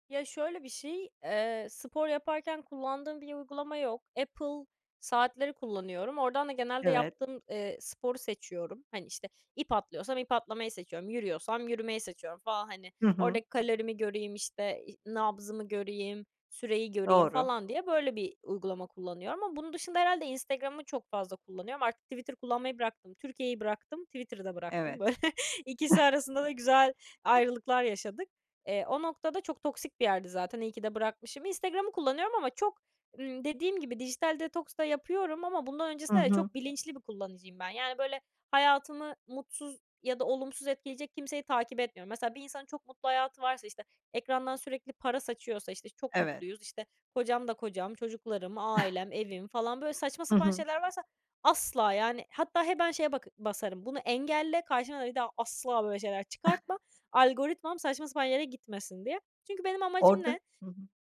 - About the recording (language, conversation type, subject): Turkish, podcast, İş ve özel hayatını çevrimiçi ortamda nasıl ayırıyorsun?
- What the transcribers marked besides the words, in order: laughing while speaking: "Böyle"; other background noise; chuckle; tapping; chuckle; stressed: "asla"; stressed: "asla"; chuckle